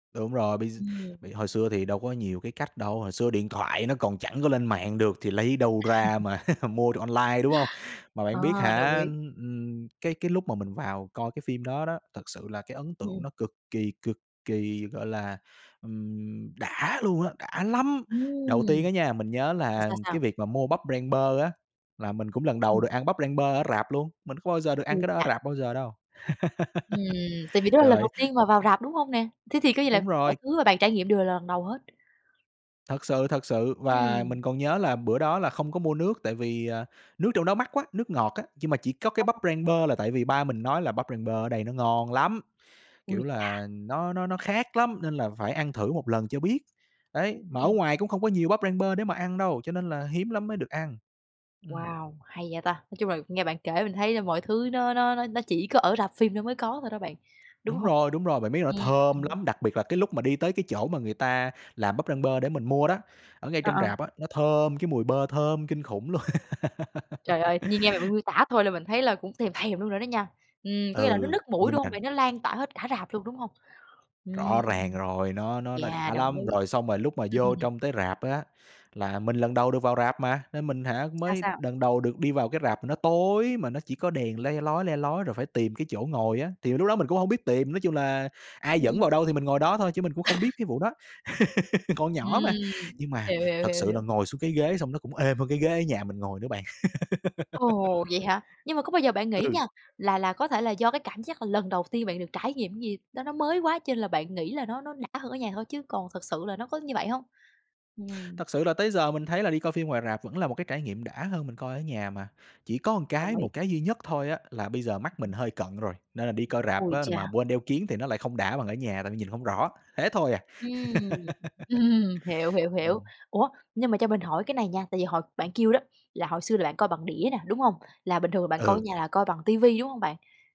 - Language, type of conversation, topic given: Vietnamese, podcast, Ký ức về lần đầu bạn đi rạp xem phim như thế nào?
- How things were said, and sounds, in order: chuckle; tapping; other background noise; laugh; unintelligible speech; laughing while speaking: "luôn!"; laugh; chuckle; cough; laugh; laugh; chuckle; laugh